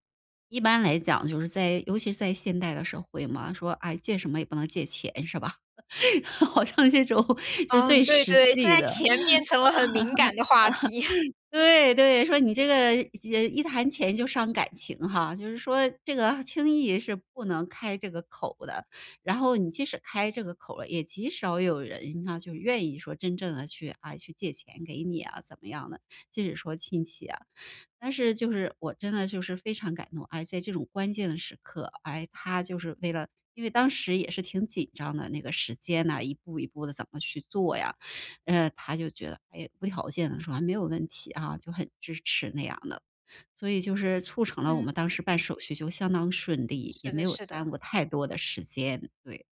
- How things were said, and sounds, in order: laugh; laughing while speaking: "好像这种"; laugh; laughing while speaking: "题"; laugh
- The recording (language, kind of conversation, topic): Chinese, podcast, 当你经历重大转变时，谁给了你最大的支持？